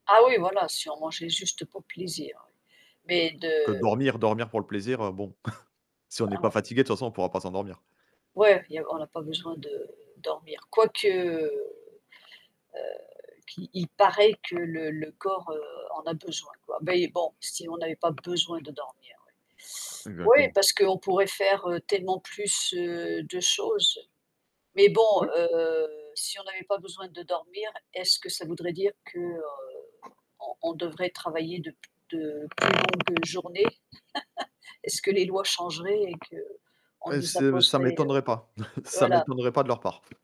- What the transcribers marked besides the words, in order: static; other background noise; chuckle; tapping; stressed: "besoin"; laugh; chuckle
- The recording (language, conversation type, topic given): French, unstructured, Préféreriez-vous ne jamais avoir besoin de dormir ou ne jamais avoir besoin de manger ?